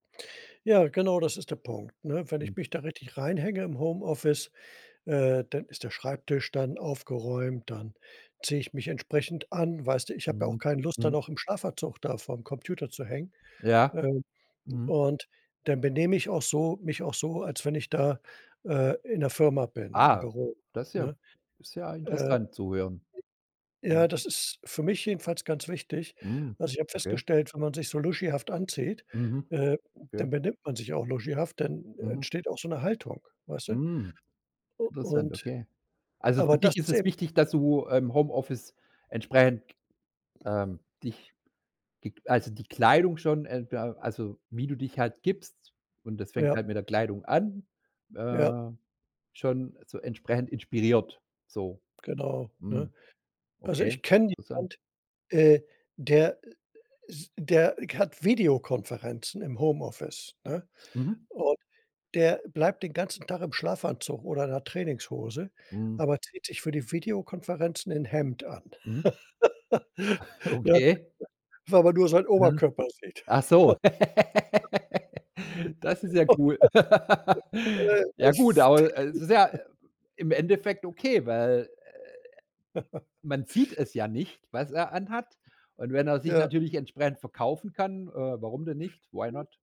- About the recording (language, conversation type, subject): German, podcast, Wie gelingt es dir, auch im Homeoffice wirklich abzuschalten?
- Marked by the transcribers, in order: surprised: "Ah"; other background noise; surprised: "Mm"; chuckle; laugh; laugh; laughing while speaking: "Oh Gott, das ist"; giggle; in English: "Why not?"